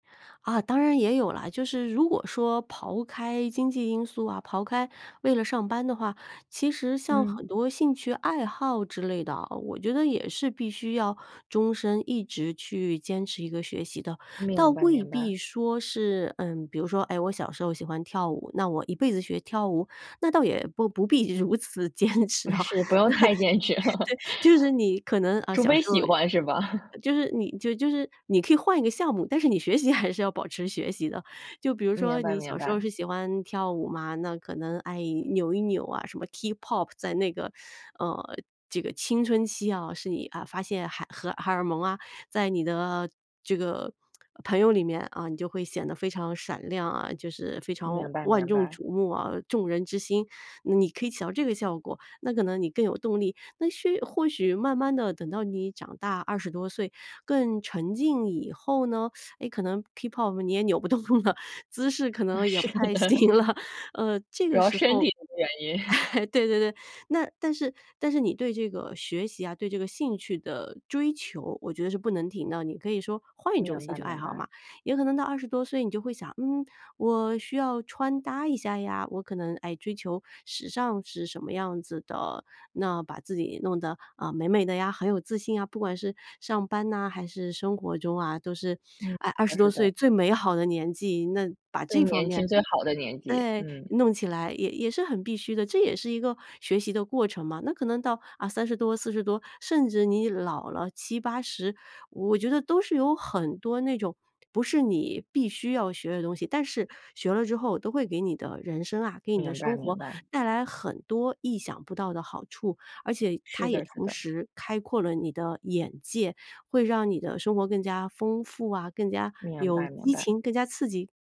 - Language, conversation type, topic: Chinese, podcast, 你觉得“终身学习”在现实中可行吗?
- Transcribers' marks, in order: laughing while speaking: "坚持啊。那 对"; laughing while speaking: "不是，不用太坚持了"; laughing while speaking: "吧？"; laughing while speaking: "扭不动了"; laughing while speaking: "是的"; laughing while speaking: "行了"; laughing while speaking: "哎"